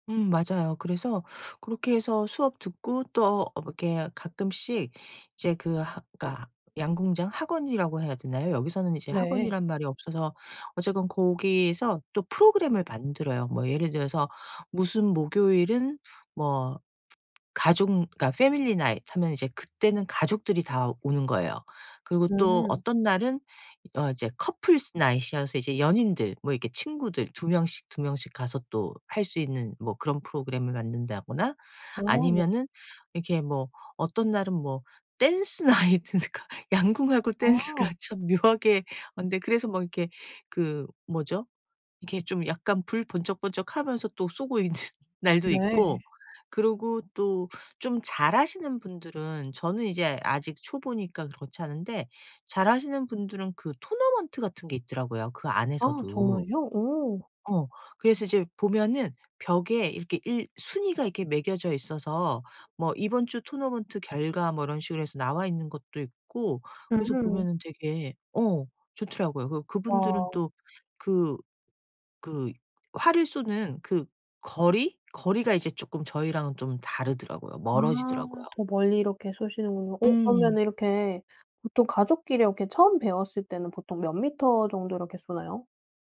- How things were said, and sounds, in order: other background noise; put-on voice: "family night"; in English: "family night"; in English: "couple's night이여서"; laughing while speaking: "dance night 그러니까 양궁하고 댄스가 참 묘하게"; in English: "dance night"; laughing while speaking: "있는"; tapping
- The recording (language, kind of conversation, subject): Korean, podcast, 주말에 가족과 보통 어떻게 시간을 보내시나요?